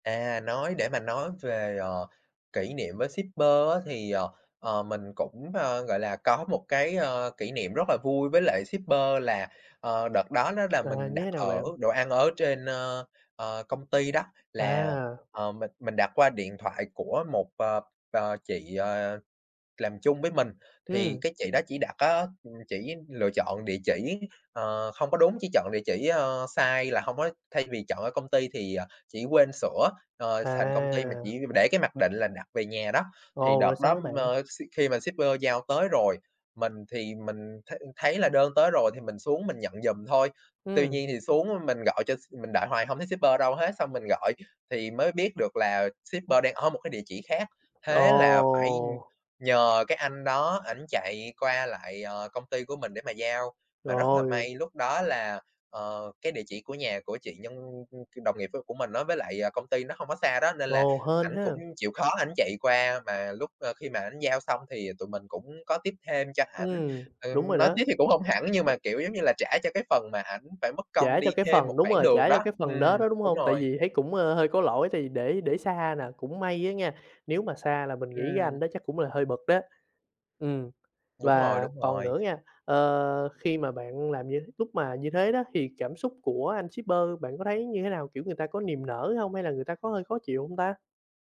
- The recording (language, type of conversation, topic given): Vietnamese, podcast, Bạn thường có thói quen sử dụng dịch vụ giao đồ ăn như thế nào?
- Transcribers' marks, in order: in English: "shipper"; in English: "shipper"; in English: "shipper"; in English: "shipper"; in English: "shipper"; tapping; other noise; in English: "shipper"